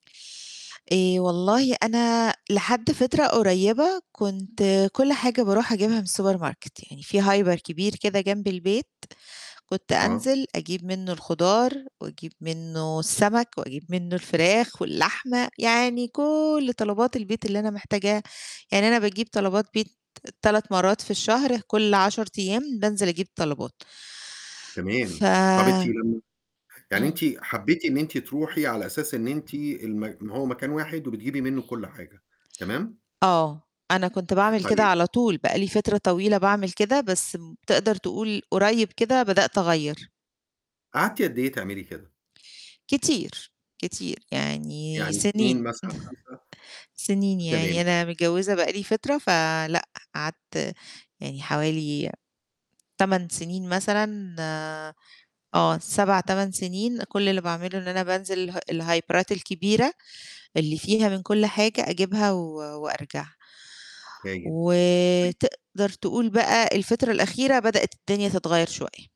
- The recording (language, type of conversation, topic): Arabic, podcast, إنت بتفضل تشتري من حرفيين محليين ولا من السوبرماركت؟
- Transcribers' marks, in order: in English: "السوبر ماركت"; in English: "hyper"; chuckle; in English: "الهايبرات"; unintelligible speech